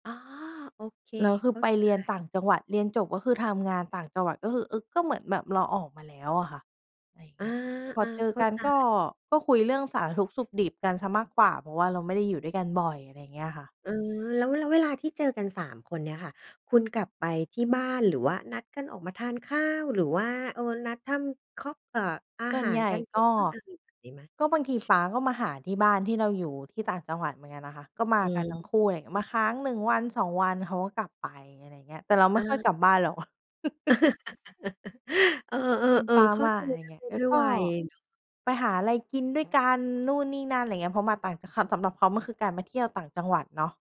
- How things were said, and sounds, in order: unintelligible speech; other background noise; laugh
- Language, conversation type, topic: Thai, podcast, มีกิจกรรมอะไรที่ทำร่วมกับครอบครัวเพื่อช่วยลดความเครียดได้บ้าง?